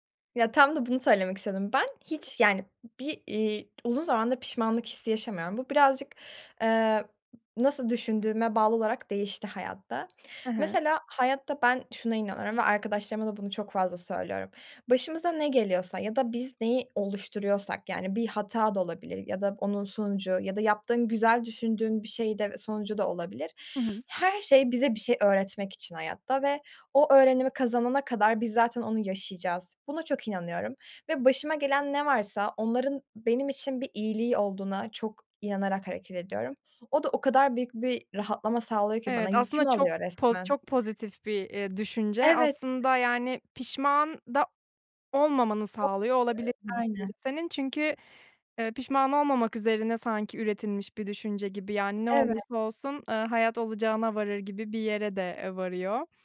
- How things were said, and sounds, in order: tapping; joyful: "Evet"; other background noise; unintelligible speech
- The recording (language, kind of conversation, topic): Turkish, podcast, Bir karar verirken içgüdüne mi yoksa mantığına mı daha çok güvenirsin?